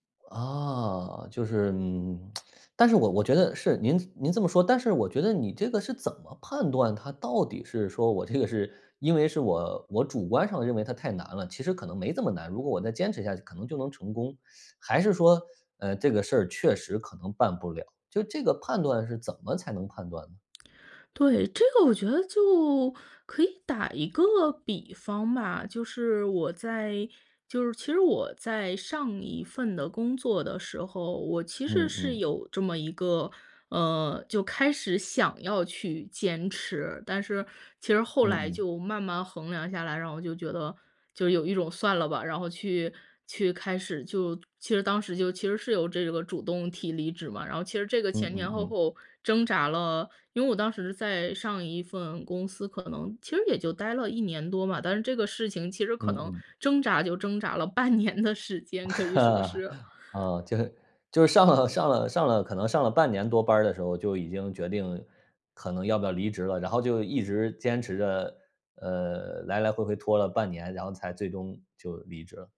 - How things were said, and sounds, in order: tsk; laughing while speaking: "这个是"; laughing while speaking: "半年的时间，可以说是"; laugh; laughing while speaking: "上了 上了"
- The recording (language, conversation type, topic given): Chinese, podcast, 你如何判断该坚持还是该放弃呢?